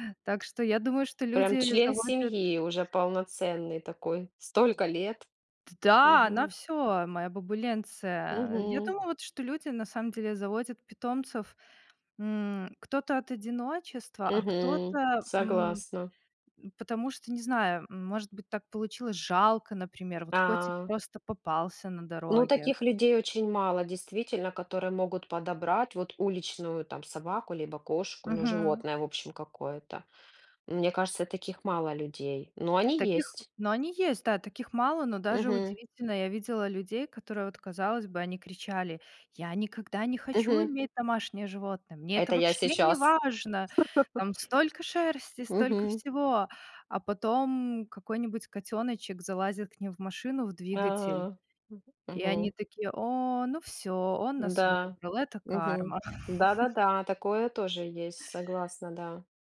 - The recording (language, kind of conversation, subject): Russian, unstructured, Почему, по вашему мнению, люди заводят домашних животных?
- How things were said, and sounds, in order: tapping; chuckle; chuckle